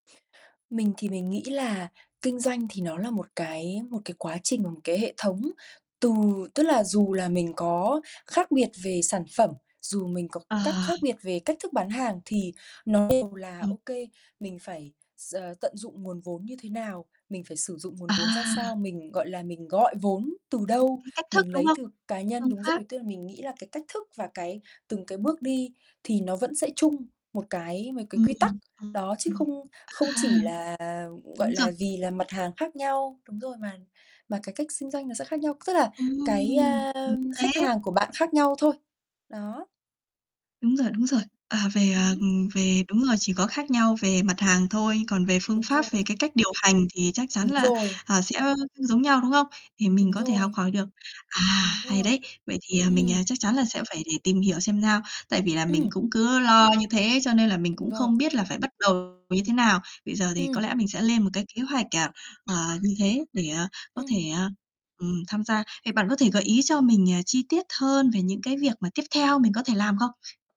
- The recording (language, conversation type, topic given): Vietnamese, advice, Làm sao để vượt qua nỗi sợ bắt đầu kinh doanh vì lo thất bại và mất tiền?
- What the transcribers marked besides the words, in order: distorted speech; other background noise; mechanical hum; tapping